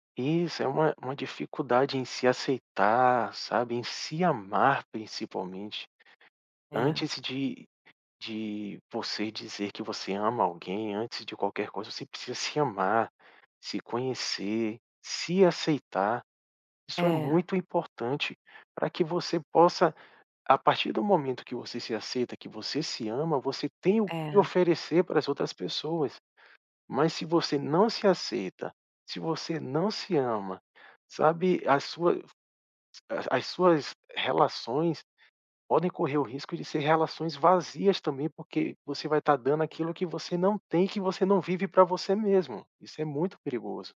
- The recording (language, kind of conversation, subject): Portuguese, podcast, As redes sociais ajudam a descobrir quem você é ou criam uma identidade falsa?
- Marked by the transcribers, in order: other background noise